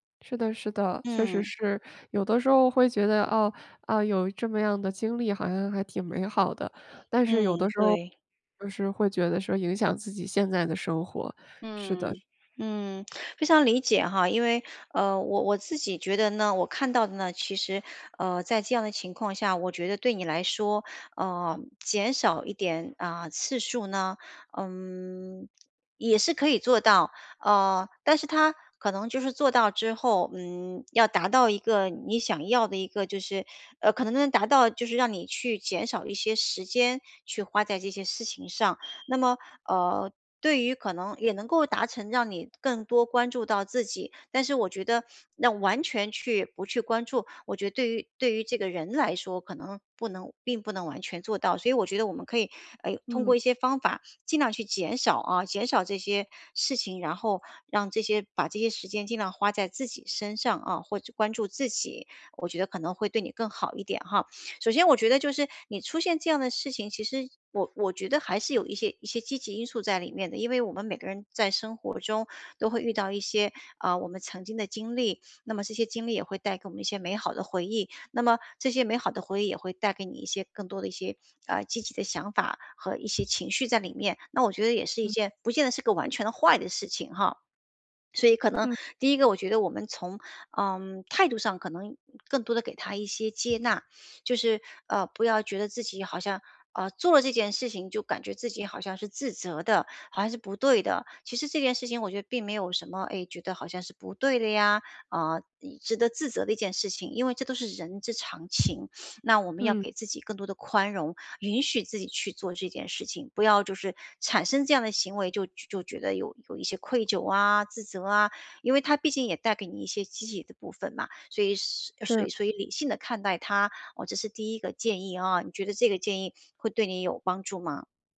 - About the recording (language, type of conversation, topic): Chinese, advice, 我为什么总是忍不住去看前任的社交媒体动态？
- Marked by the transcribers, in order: other background noise; alarm